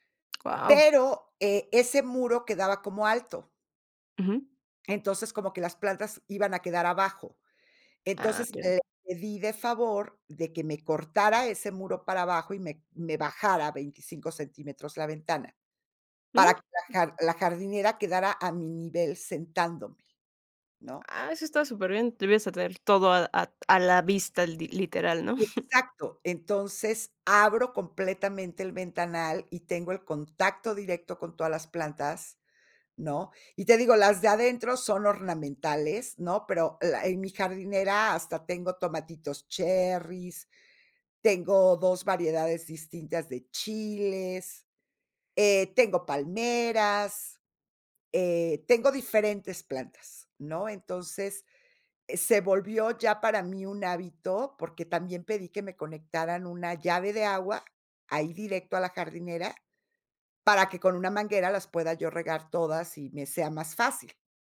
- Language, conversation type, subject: Spanish, podcast, ¿Qué papel juega la naturaleza en tu salud mental o tu estado de ánimo?
- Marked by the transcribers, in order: tapping; chuckle